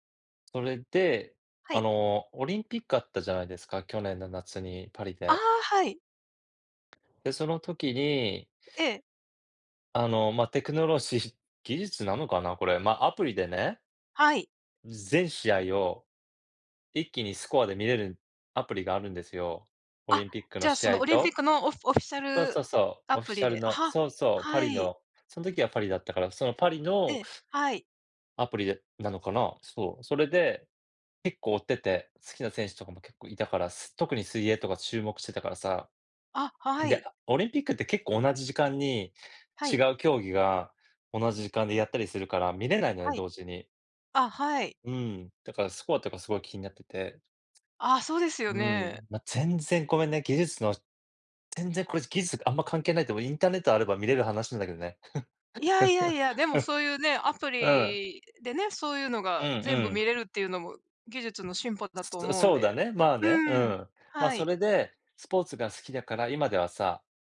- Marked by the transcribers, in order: other background noise; tapping; chuckle
- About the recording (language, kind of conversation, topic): Japanese, unstructured, 技術の進歩によって幸せを感じたのはどんなときですか？